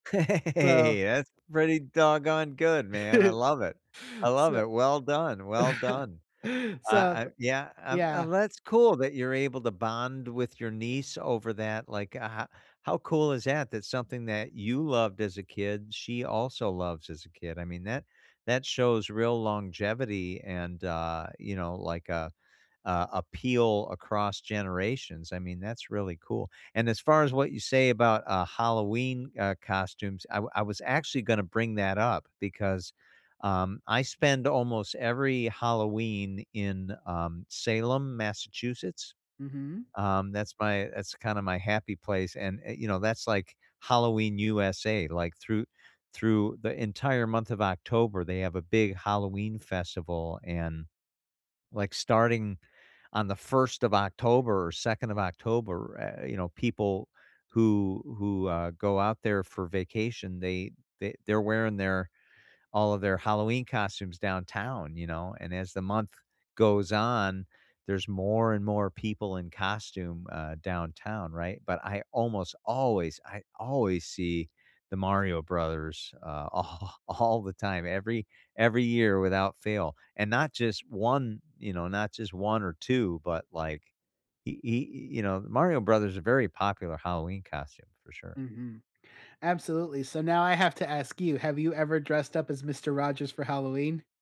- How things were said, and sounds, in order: joyful: "Hey, that's pretty doggone good … done, well done"; laughing while speaking: "Hey"; chuckle; chuckle; laughing while speaking: "all"
- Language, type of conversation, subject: English, unstructured, Is there a song that takes you right back to your childhood?